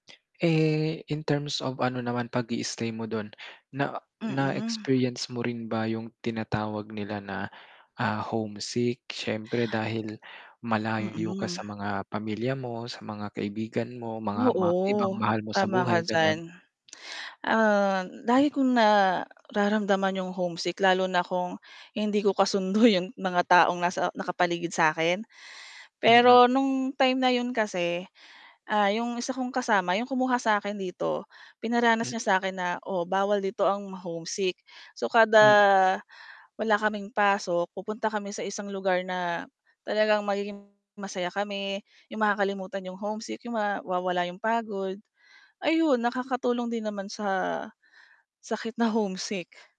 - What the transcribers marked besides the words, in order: mechanical hum; other background noise; static; distorted speech
- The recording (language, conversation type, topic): Filipino, podcast, Ano ang maipapayo mo sa unang beses na maglakbay nang mag-isa?
- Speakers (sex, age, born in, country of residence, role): female, 40-44, Philippines, Philippines, guest; male, 25-29, Philippines, Philippines, host